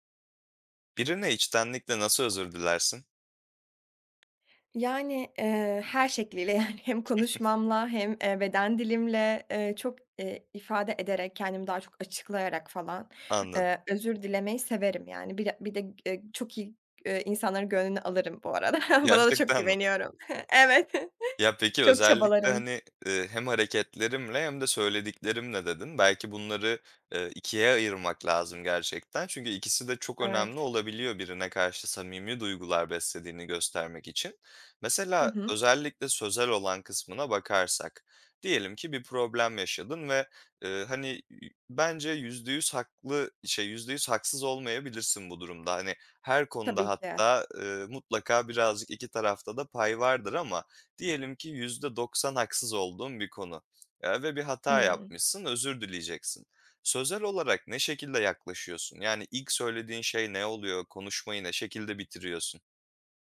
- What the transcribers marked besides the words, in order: tapping; laughing while speaking: "yani"; giggle; chuckle
- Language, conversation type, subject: Turkish, podcast, Birine içtenlikle nasıl özür dilersin?